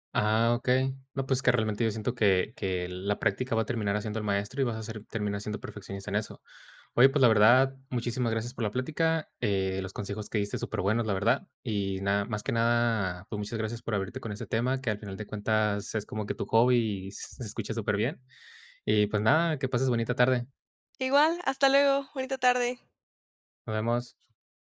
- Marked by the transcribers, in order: other noise; other background noise
- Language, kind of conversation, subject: Spanish, podcast, ¿Qué papel cumple la sostenibilidad en la forma en que eliges tu ropa?